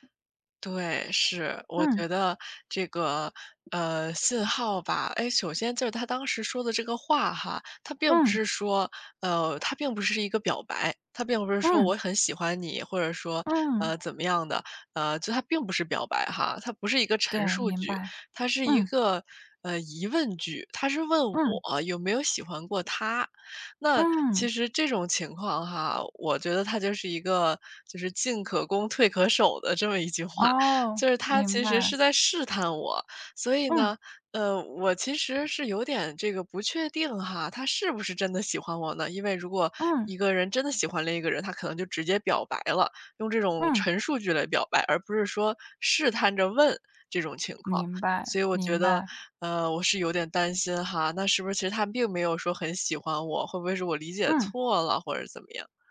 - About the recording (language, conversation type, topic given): Chinese, advice, 我害怕表白会破坏友谊，该怎么办？
- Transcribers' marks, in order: other background noise